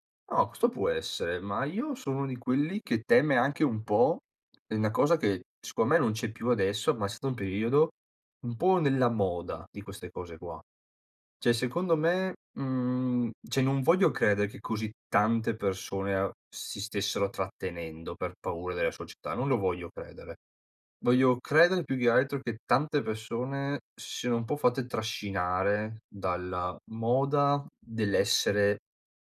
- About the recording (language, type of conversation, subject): Italian, podcast, Qual è, secondo te, l’importanza della diversità nelle storie?
- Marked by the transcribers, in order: "secondo" said as "sco"; "Cioè" said as "ceh"; "cioè" said as "ceh"; other background noise